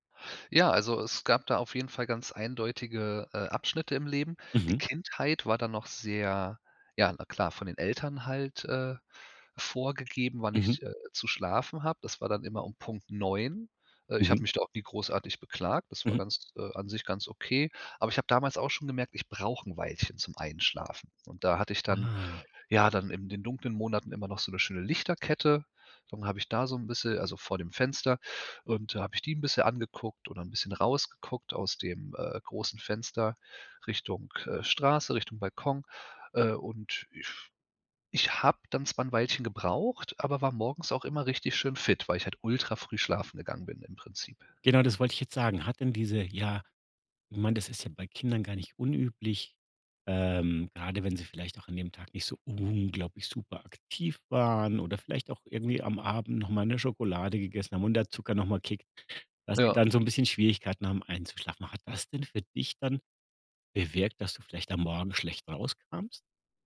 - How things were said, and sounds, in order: stressed: "unglaublich"
- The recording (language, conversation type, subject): German, podcast, Was hilft dir, morgens wach und fit zu werden?